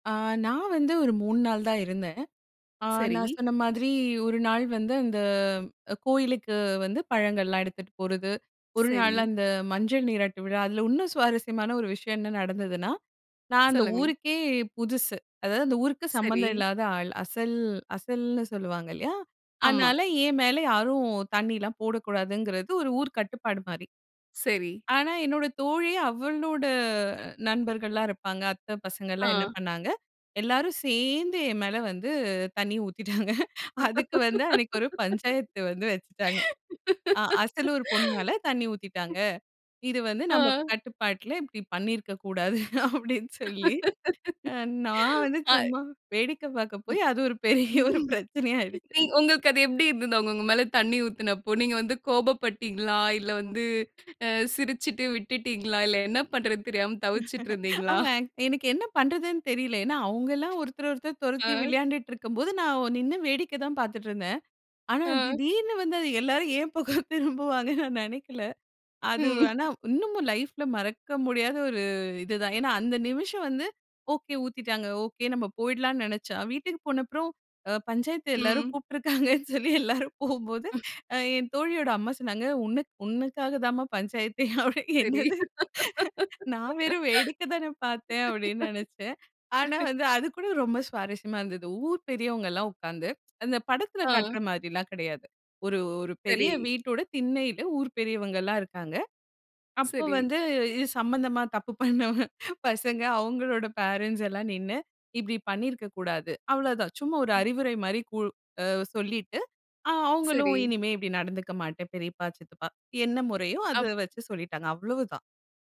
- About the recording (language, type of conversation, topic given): Tamil, podcast, ஒரு பயணம் உங்கள் பார்வையை எப்படி மாற்றியது?
- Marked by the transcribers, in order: chuckle; laugh; other noise; laughing while speaking: "அப்டின்னு சொல்லி. நான் வந்து சும்மா … ஒரு பிரச்சனையா ஆகிடுச்சு"; laugh; snort; chuckle; snort; laughing while speaking: "பக்கம் திரும்புவான்கனு நான் நெனைக்கல"; laughing while speaking: "கூப்பிட்டிருக்காங்கனு சொல்லி எல்லாரும் போகும்போது"; laughing while speaking: "என்னது? நான் வெறும் வேடிக்க தானே பார்த்தேன்!"; laugh; laughing while speaking: "தப்பு பண்ணவங்க பசங்க, அவுங்களோட பேரன்ட்ஸ்"